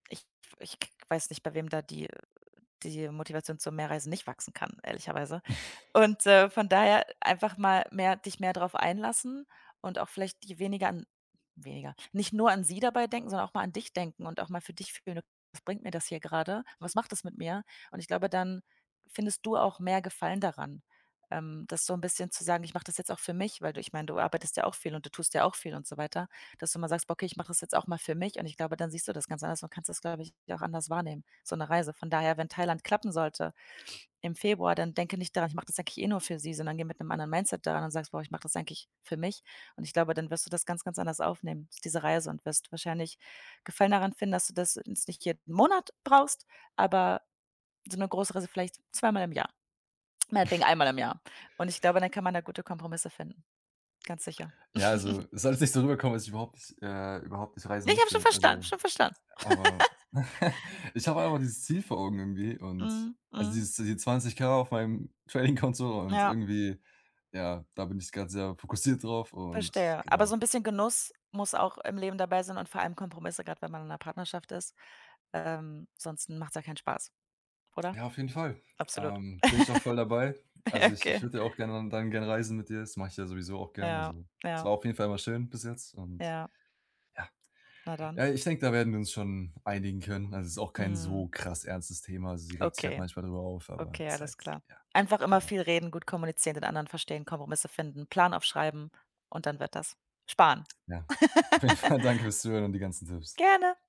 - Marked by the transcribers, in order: snort; other background noise; chuckle; chuckle; laugh; chuckle; laughing while speaking: "Tradingkonto"; chuckle; laughing while speaking: "Okay"; laughing while speaking: "auf jeden Fall"; laugh
- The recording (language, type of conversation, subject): German, advice, Wie finden mein Partner und ich Kompromisse, wenn wir unterschiedliche Zukunftspläne haben?